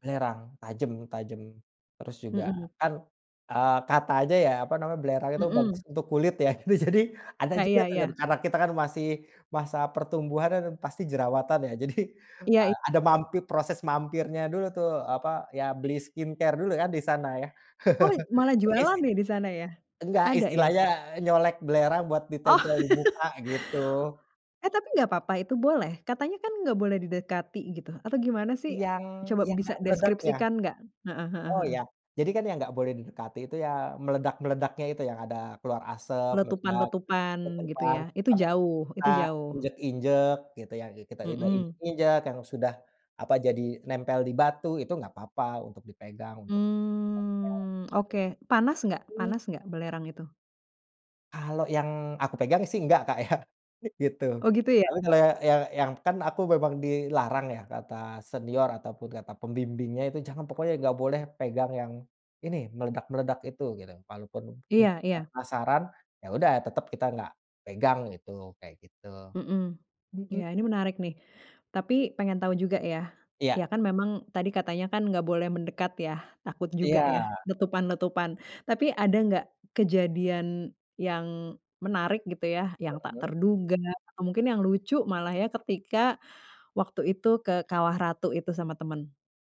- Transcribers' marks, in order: laughing while speaking: "gitu. Jadi"; laughing while speaking: "jadi"; in English: "skincare"; "Oh" said as "od"; chuckle; laugh; drawn out: "Mmm"; laughing while speaking: "ya"
- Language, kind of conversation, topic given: Indonesian, podcast, Ceritakan pengalaman paling berkesanmu saat berada di alam?